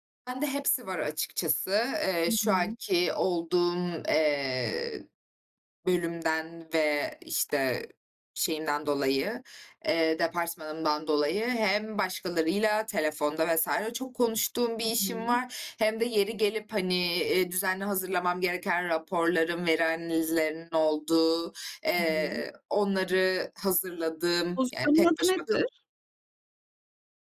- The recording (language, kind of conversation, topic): Turkish, podcast, Uzaktan çalışma gelecekte nasıl bir norm haline gelebilir?
- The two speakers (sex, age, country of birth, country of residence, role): female, 25-29, Turkey, Germany, guest; female, 40-44, Turkey, Netherlands, host
- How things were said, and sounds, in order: other background noise